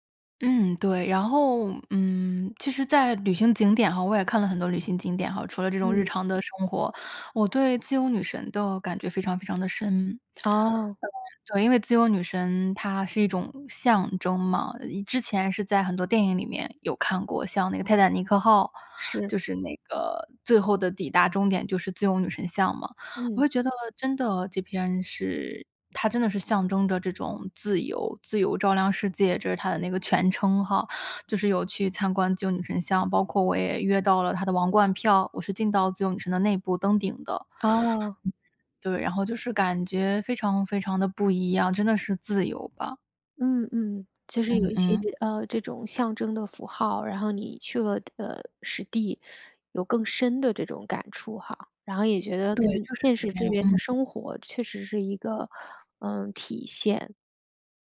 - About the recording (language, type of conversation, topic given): Chinese, podcast, 有哪次旅行让你重新看待人生？
- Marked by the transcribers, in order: other background noise; lip smack; other noise